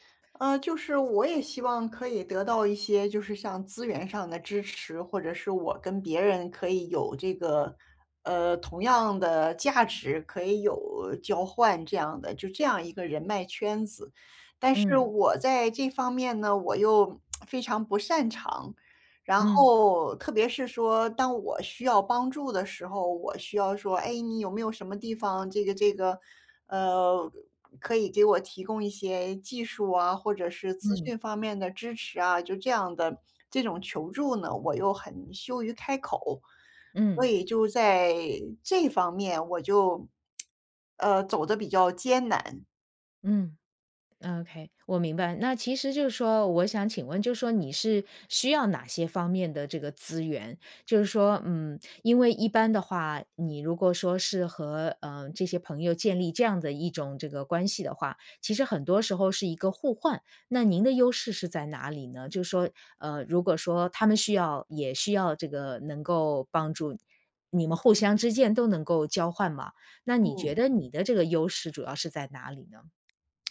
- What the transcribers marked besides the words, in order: other background noise; tsk; tsk
- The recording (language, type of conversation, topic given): Chinese, advice, 我該如何建立一個能支持我走出新路的支持性人際網絡？